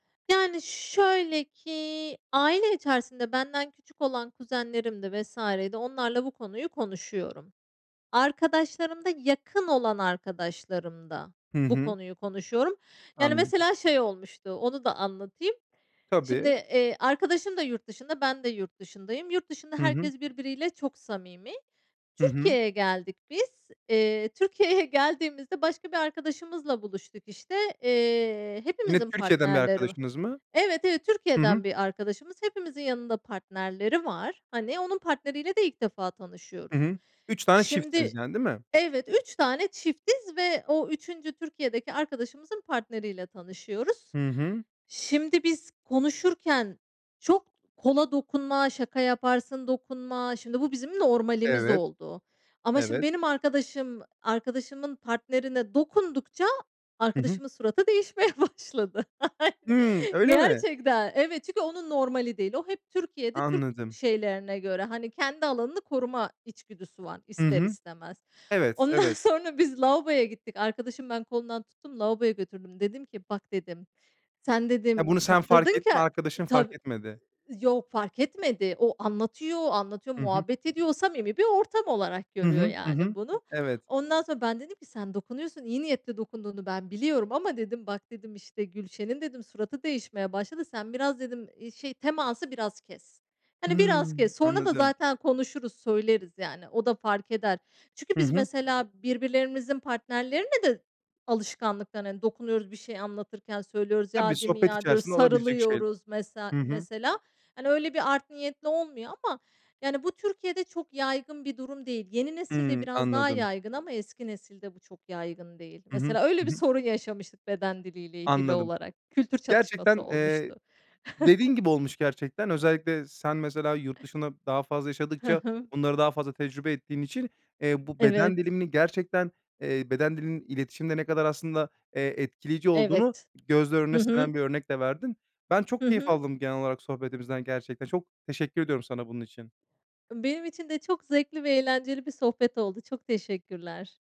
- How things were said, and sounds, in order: laughing while speaking: "Türkiye'ye"; laughing while speaking: "değişmeye"; laugh; laughing while speaking: "Ayn"; laughing while speaking: "sonra"; tapping; chuckle; other background noise
- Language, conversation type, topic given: Turkish, podcast, Beden dilinin iletişim üzerindeki etkisini nasıl açıklarsın?